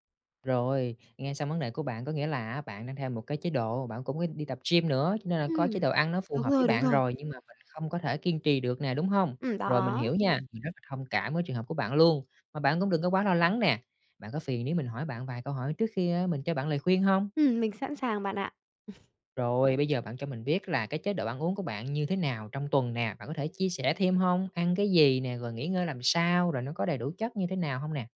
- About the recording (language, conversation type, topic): Vietnamese, advice, Bạn làm thế nào để không bỏ lỡ kế hoạch ăn uống hằng tuần mà mình đã đặt ra?
- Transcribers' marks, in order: other background noise; chuckle; tapping